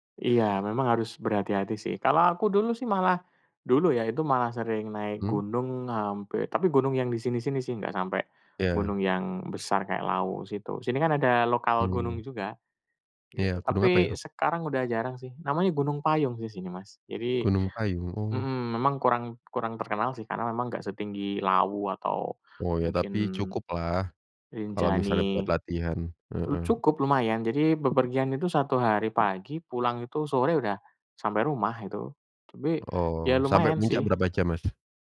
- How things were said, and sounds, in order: tapping; other background noise
- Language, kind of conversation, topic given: Indonesian, unstructured, Bagaimana kamu meyakinkan teman untuk ikut petualangan yang menantang?